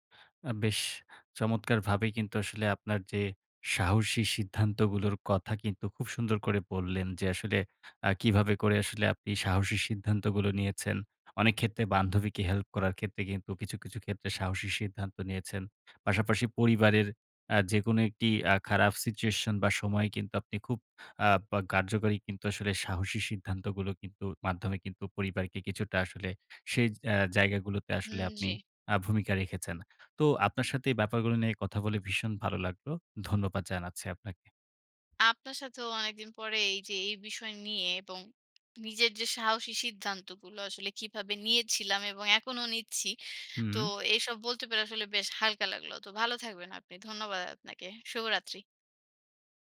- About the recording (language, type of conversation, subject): Bengali, podcast, জীবনে আপনি সবচেয়ে সাহসী সিদ্ধান্তটি কী নিয়েছিলেন?
- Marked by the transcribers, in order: other background noise; tapping